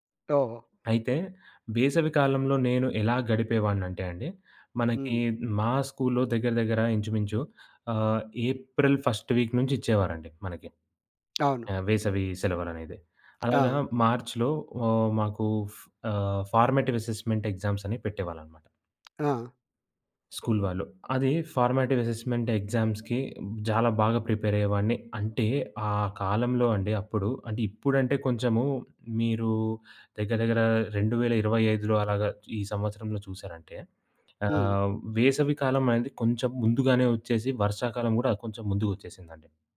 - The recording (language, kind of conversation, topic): Telugu, podcast, మీ చిన్నతనంలో వేసవికాలం ఎలా గడిచేది?
- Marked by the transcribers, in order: "ఓహో" said as "టొహో"; in English: "స్కూల్‌లో"; in English: "ఫస్ట్ వీక్"; tapping; in English: "ఫార్మేటివ్ అసెస్మెంట్"; in English: "స్కూల్"; in English: "ఫార్మేటివ్ అసెస్మెంట్ ఎగ్జామ్స్‌కి"